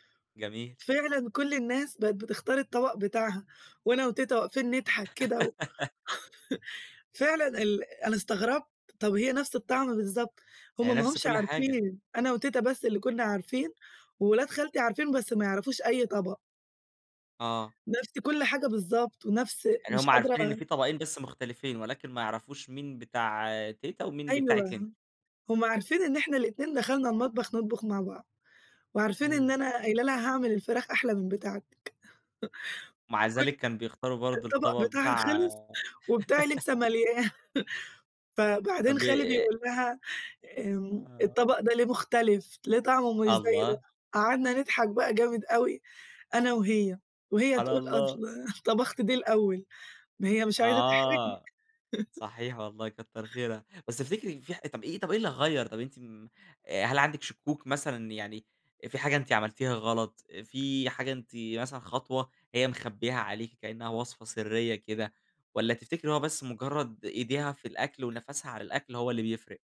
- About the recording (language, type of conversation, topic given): Arabic, podcast, إيه الأكلة اللي بتفكّرك بجذورك ومين اللي بيعملها؟
- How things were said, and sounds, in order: laugh; laugh; laugh; laughing while speaking: "ماليا"; laughing while speaking: "أصل"; laugh; other background noise